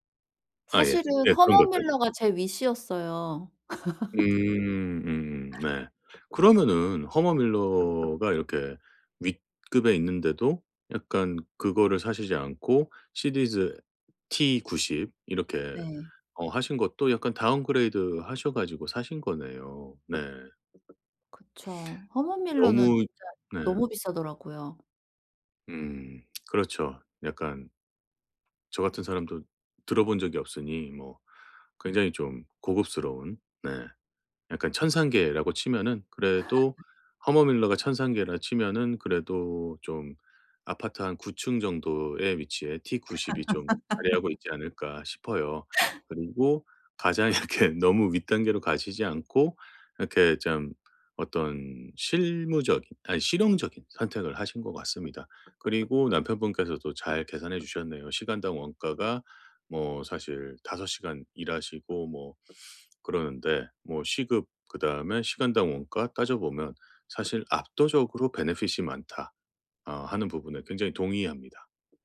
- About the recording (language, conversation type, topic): Korean, advice, 쇼핑할 때 결정을 못 내리겠을 때 어떻게 하면 좋을까요?
- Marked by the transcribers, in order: in English: "위시였어요"; other background noise; laugh; tapping; in English: "다운그레이드하셔 가지고"; lip smack; laugh; laugh; laughing while speaking: "이렇게"; put-on voice: "베네핏이"; in English: "베네핏이"